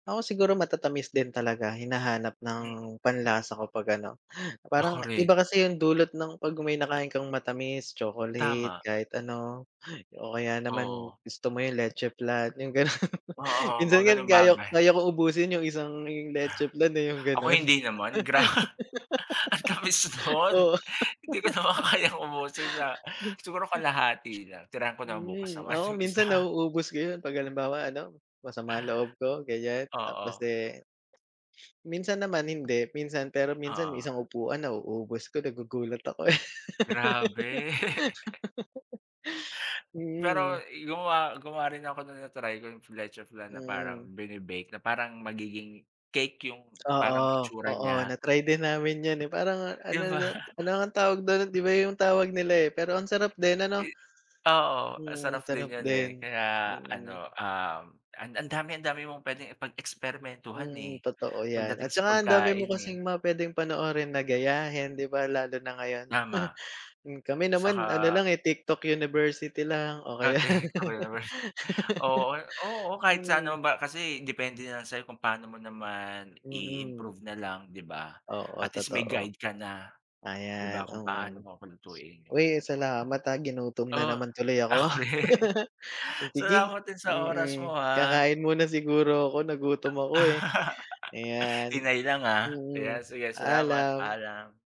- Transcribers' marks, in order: chuckle; laughing while speaking: "grabe. Ang tamis non. Hindi ko naman kayang ubusin sa"; laugh; laugh; chuckle; chuckle; unintelligible speech; laugh; laughing while speaking: "ako rin"; laugh; laugh
- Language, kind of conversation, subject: Filipino, unstructured, Ano ang paborito mong pagkain noong bata ka pa, paano mo ito inihahanda, at alin ang pagkaing laging nagpapasaya sa’yo?